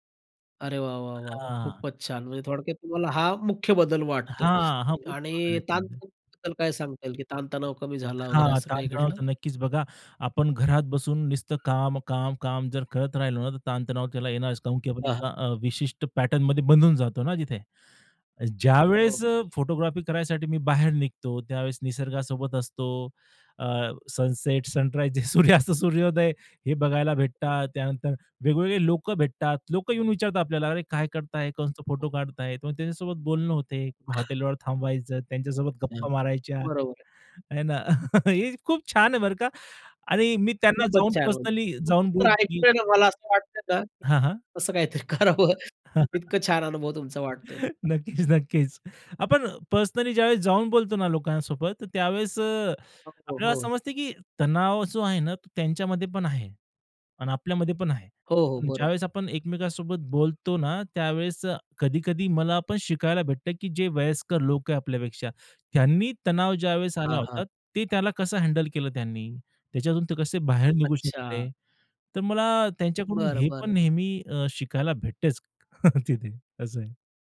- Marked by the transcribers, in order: tapping; sniff; unintelligible speech; other background noise; other noise; in English: "फोटोग्राफी"; in English: "सनसेट, सनराइज"; laughing while speaking: "सूर्यास्त, सूर्योदय"; chuckle; chuckle; laughing while speaking: "हे खूप छान आहे, बरं का"; laughing while speaking: "तसं काहीतरी करावं"; chuckle; laughing while speaking: "नक्कीच, नक्कीच"; in English: "हँडल"; chuckle
- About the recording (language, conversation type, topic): Marathi, podcast, मोकळ्या वेळेत तुम्हाला सहजपणे काय करायला किंवा बनवायला आवडतं?